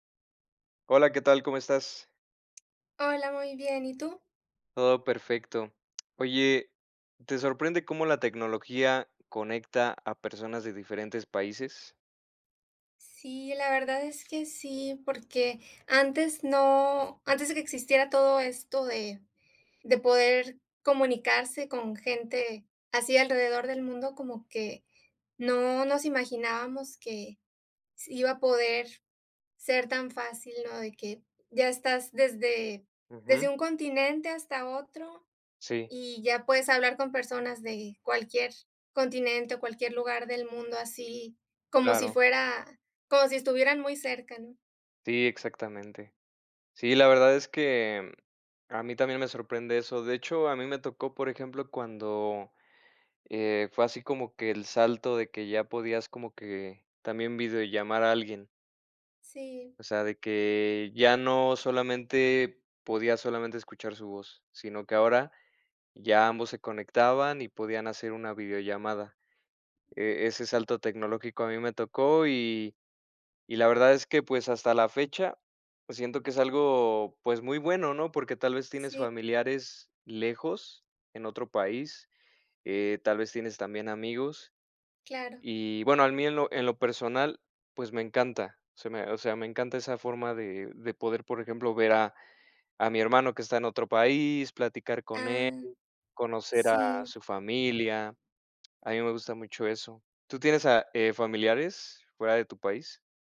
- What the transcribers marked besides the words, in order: other background noise; other noise
- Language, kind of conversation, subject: Spanish, unstructured, ¿Te sorprende cómo la tecnología conecta a personas de diferentes países?